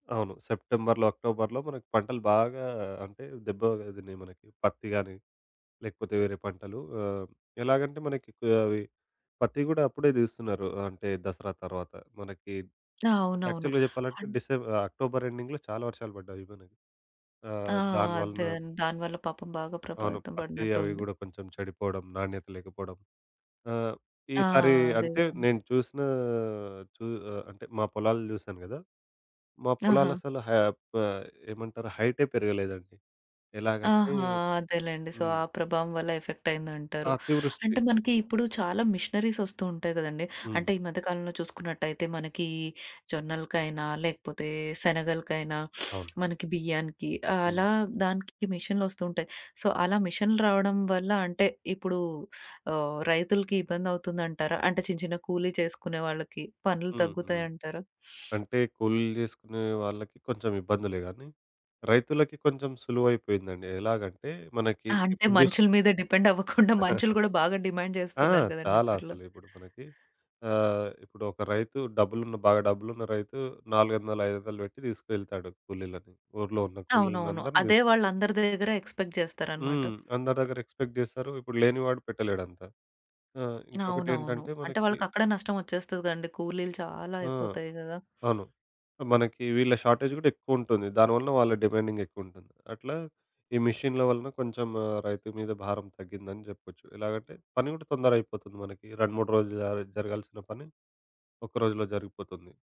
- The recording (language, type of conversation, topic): Telugu, podcast, పంటల సీజన్లు మారినప్పుడు రైతులు విత్తనం, సాగు విధానాలు, నీటి నిర్వహణలో ఏ మార్పులు చేస్తారు?
- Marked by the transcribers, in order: in English: "యాక్చువల్‌గా"; in English: "ఎండింగ్‌లో"; tapping; in English: "సో"; sniff; in English: "సో"; sniff; in English: "డిపెండవ్వకుండా"; laugh; in English: "డిమాండ్"; other background noise; in English: "ఎక్స్‌పెక్ట్"; in English: "ఎక్స్‌పెక్ట్"; sniff; in English: "షార్‌టేజ్"; in English: "డిమాండింగ్"